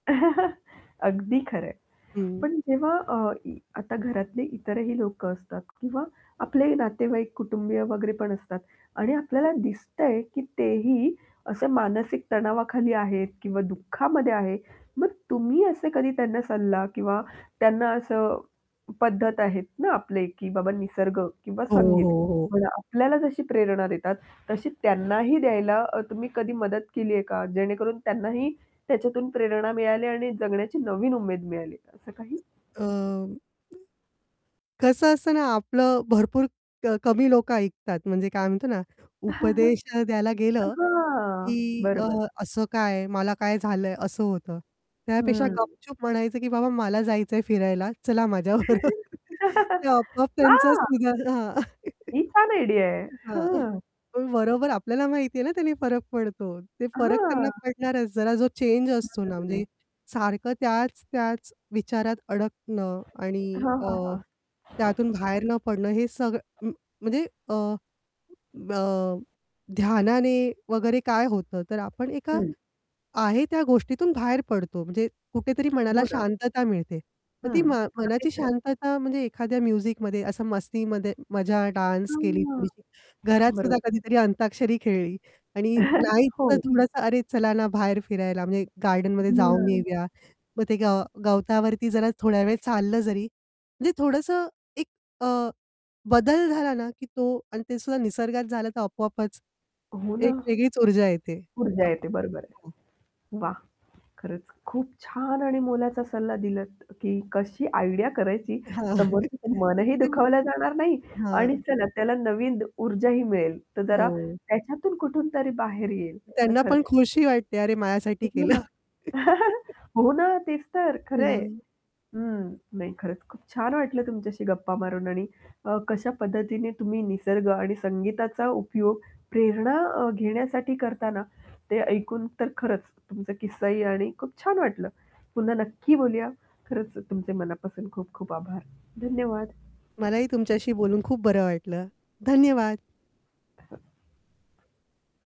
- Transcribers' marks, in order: static; chuckle; other background noise; distorted speech; chuckle; laughing while speaking: "माझ्याबरोबर"; chuckle; laugh; anticipating: "हां"; chuckle; chuckle; in English: "आयडिया"; in English: "म्युझिकमध्ये"; in English: "डान्स"; chuckle; in English: "आयडिया"; laughing while speaking: "हां"; chuckle; snort; chuckle; laughing while speaking: "केलं"; laugh; other noise
- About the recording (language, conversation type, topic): Marathi, podcast, निसर्ग किंवा संगीत तुम्हाला कितपत प्रेरणा देतात?